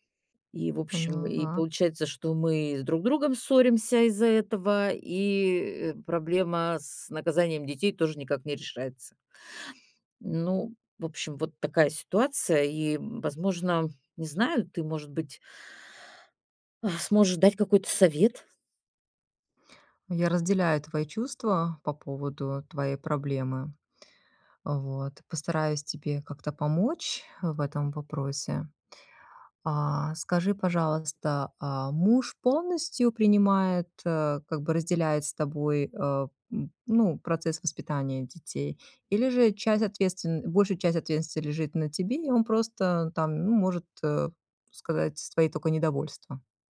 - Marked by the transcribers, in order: none
- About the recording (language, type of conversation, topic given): Russian, advice, Как нам с партнёром договориться о воспитании детей, если у нас разные взгляды?